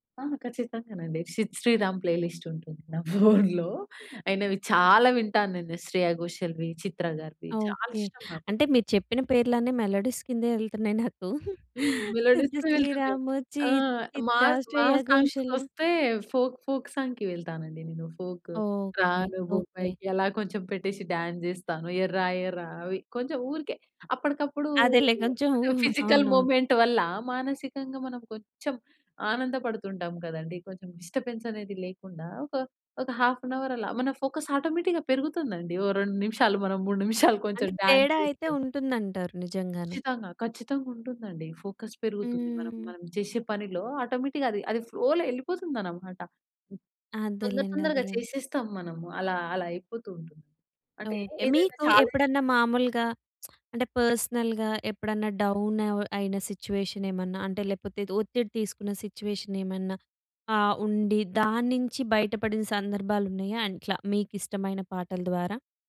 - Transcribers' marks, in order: in English: "ప్లే లిస్ట్"; laughing while speaking: "ఫోన్‌లొ"; stressed: "చాలా"; stressed: "చాలా"; in English: "మెలోడీస్"; in English: "మెలోడీస్‌కే"; laughing while speaking: "సిద్ శ్రీరామ్' చి 'చిత్రా', 'శ్రేయ ఘోషల్"; in English: "సాంగ్స్‌కొస్తే ఫోక్ ఫోక్ సాంగ్‌కి"; in English: "ఫోక్"; in English: "డాన్స్"; in English: "ఫిజికల్ మూమెంట్"; in English: "డిస్టర్బెన్స్"; in English: "హాఫ్ అన్ అవర్"; in English: "ఫోకస్ ఆటోమేటిక్‌గా"; giggle; in English: "డాన్స్"; in English: "ఫోకస్"; in English: "ఆటోమేటిక్‌గా"; in English: "ఫ్లోలో"; lip smack; in English: "పర్స్‌నల్‌గా"; in English: "డౌన్"; in English: "సిట్యుయేషన్"; in English: "సిట్యుయేషన్"
- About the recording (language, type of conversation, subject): Telugu, podcast, ఫ్లో స్థితిలో మునిగిపోయినట్టు అనిపించిన ఒక అనుభవాన్ని మీరు చెప్పగలరా?